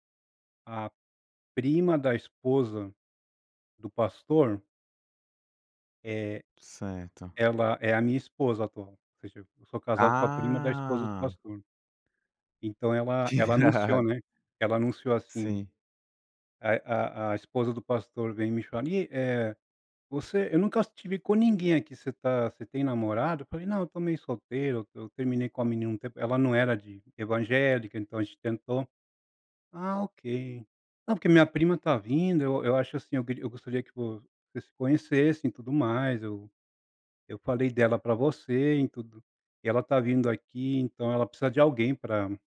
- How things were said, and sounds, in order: drawn out: "Ah"; laughing while speaking: "Que irado"
- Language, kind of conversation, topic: Portuguese, podcast, Como posso transmitir valores sem transformá-los em obrigação ou culpa?